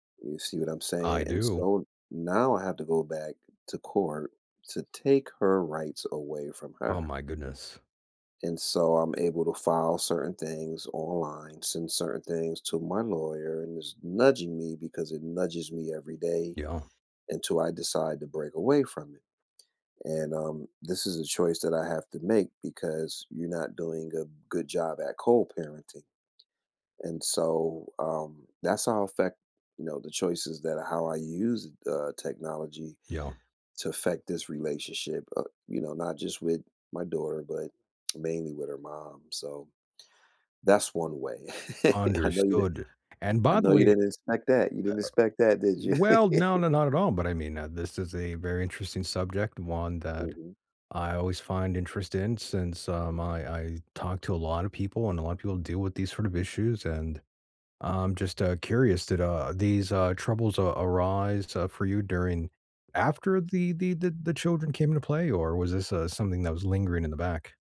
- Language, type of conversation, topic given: English, unstructured, How is technology nudging your everyday choices and relationships lately?
- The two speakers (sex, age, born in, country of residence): male, 40-44, United States, United States; male, 50-54, United States, United States
- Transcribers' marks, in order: other background noise; tapping; chuckle; chuckle